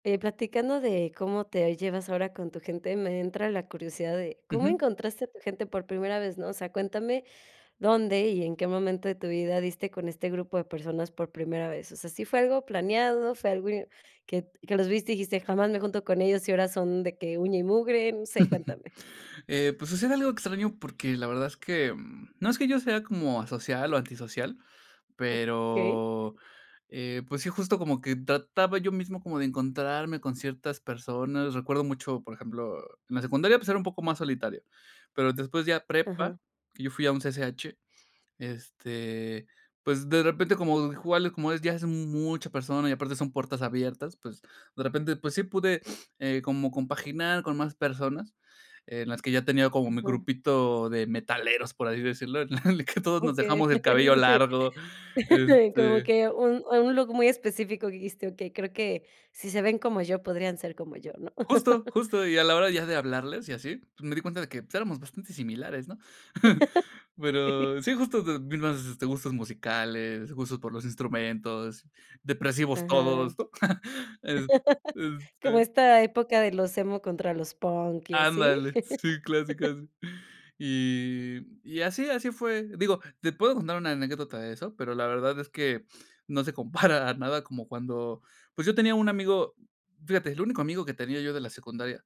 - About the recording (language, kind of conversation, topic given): Spanish, podcast, ¿Cómo encontraste a tu gente por primera vez?
- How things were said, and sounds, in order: chuckle; drawn out: "pero"; other noise; laugh; chuckle; chuckle; laugh; chuckle; chuckle; laugh